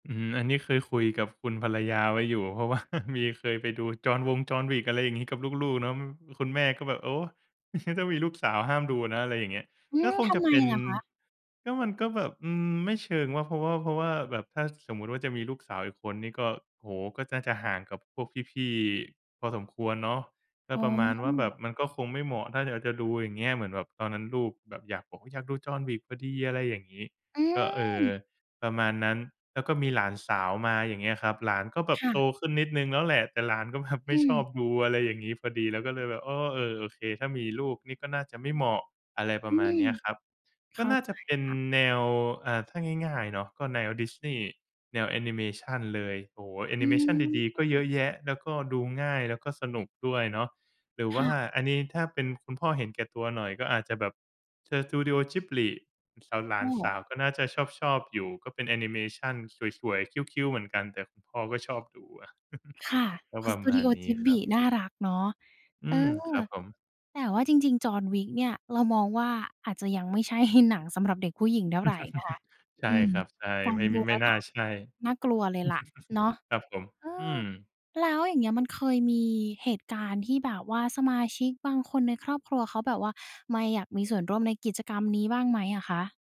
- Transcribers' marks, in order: laughing while speaking: "ว่า"; laughing while speaking: "งั้น"; other background noise; in English: "cute cute"; chuckle; laughing while speaking: "ใช่"; chuckle; chuckle
- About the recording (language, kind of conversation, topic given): Thai, podcast, มีพิธีกรรมแบบไหนในครอบครัวที่ทำแล้วรู้สึกอบอุ่นมากขึ้นเรื่อย ๆ บ้าง?